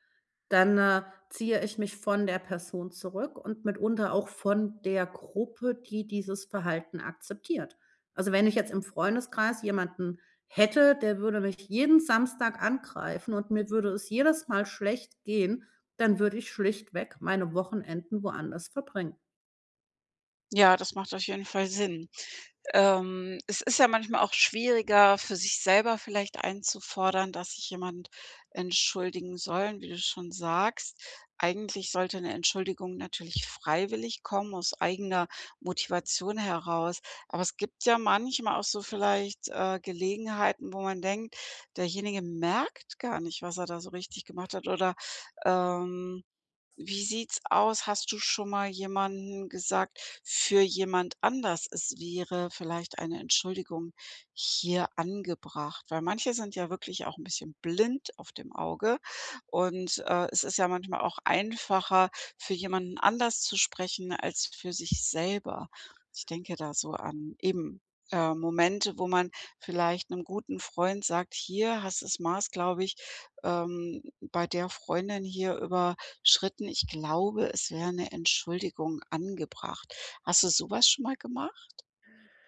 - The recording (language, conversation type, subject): German, podcast, Wie entschuldigt man sich so, dass es echt rüberkommt?
- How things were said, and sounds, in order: other background noise; other noise